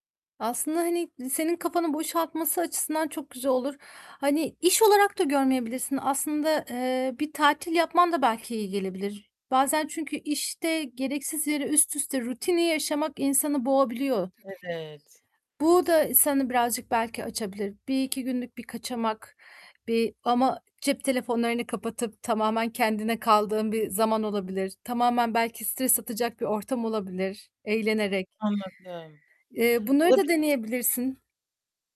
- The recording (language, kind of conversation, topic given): Turkish, advice, İşimdeki anlam kaybı yüzünden neden yaptığımı sorguluyorsam bunu nasıl ele alabilirim?
- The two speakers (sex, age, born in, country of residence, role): female, 30-34, Turkey, Germany, user; female, 35-39, Turkey, Germany, advisor
- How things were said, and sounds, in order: other background noise; "seni" said as "sena"; static; distorted speech